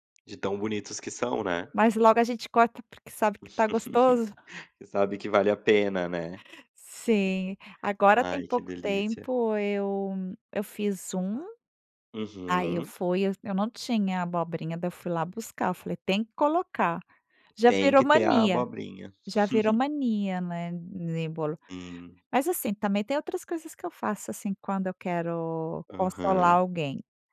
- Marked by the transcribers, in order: laugh; snort
- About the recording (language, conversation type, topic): Portuguese, podcast, Que receita caseira você faz quando quer consolar alguém?